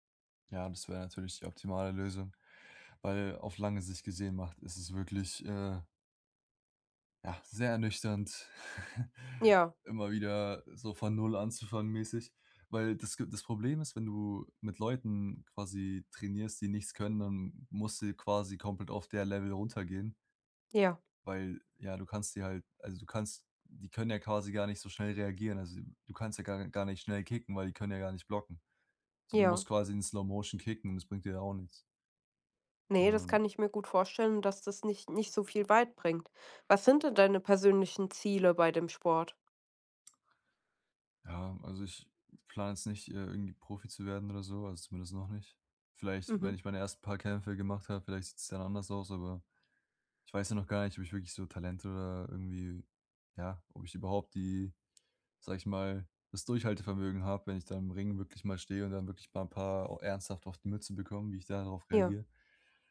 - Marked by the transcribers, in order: chuckle; in English: "Slowmotion"
- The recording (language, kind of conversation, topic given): German, advice, Wie gehst du mit einem Konflikt mit deinem Trainingspartner über Trainingsintensität oder Ziele um?
- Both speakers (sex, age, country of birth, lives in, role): female, 25-29, Germany, Germany, advisor; male, 20-24, Germany, Germany, user